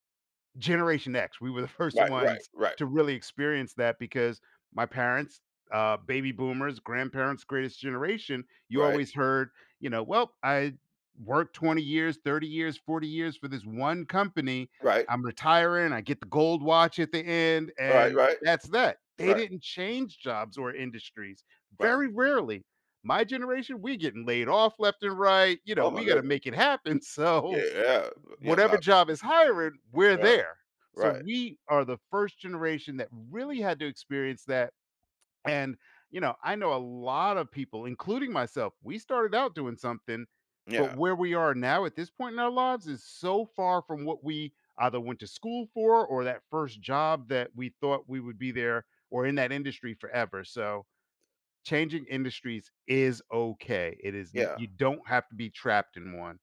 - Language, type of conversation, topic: English, podcast, What helps someone succeed and feel comfortable when starting a new job?
- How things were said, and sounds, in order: laughing while speaking: "first"; laughing while speaking: "so"; stressed: "okay"